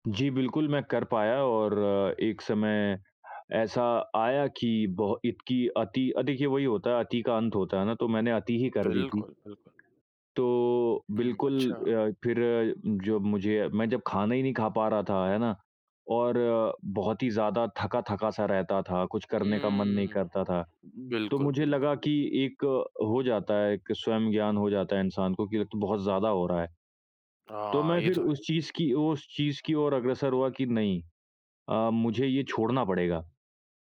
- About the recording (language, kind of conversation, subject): Hindi, podcast, किस मौके पर आपको लगा कि आपकी किसी गलती से आपको उससे भी बड़ी सीख मिली, और क्या आप उसकी कोई मिसाल दे सकते हैं?
- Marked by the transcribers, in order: none